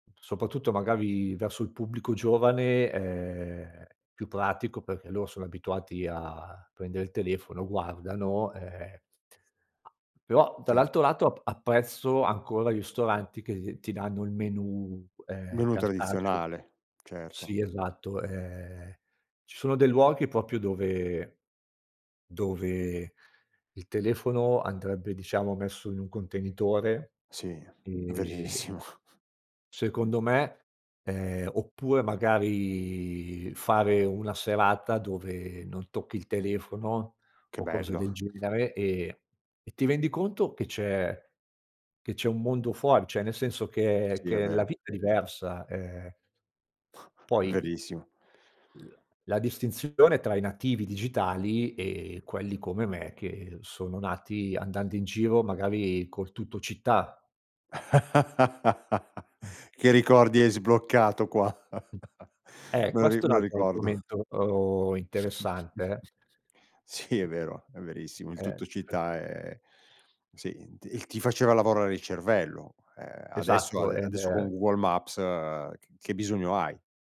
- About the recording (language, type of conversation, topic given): Italian, podcast, Come possiamo capire se l’uso dei social è diventato una dipendenza?
- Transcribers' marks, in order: tapping; other background noise; "proprio" said as "propio"; chuckle; drawn out: "magari"; "cioè" said as "ceh"; chuckle; laugh; chuckle; chuckle; other noise